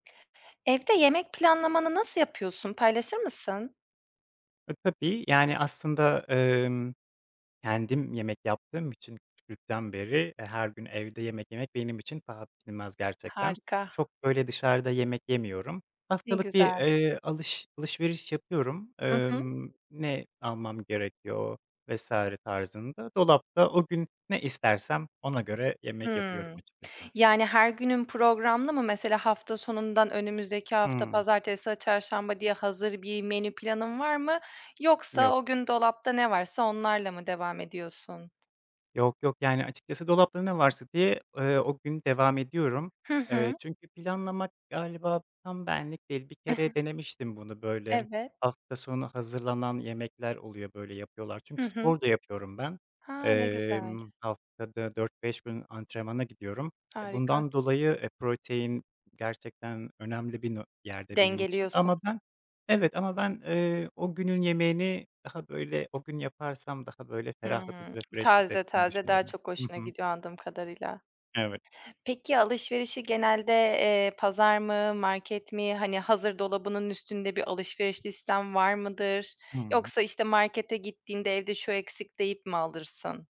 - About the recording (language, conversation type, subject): Turkish, podcast, Evde yemek planlamanı nasıl yapıyorsun, paylaşır mısın?
- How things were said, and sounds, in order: "tabii" said as "papi"; tapping; other background noise; in English: "fresh"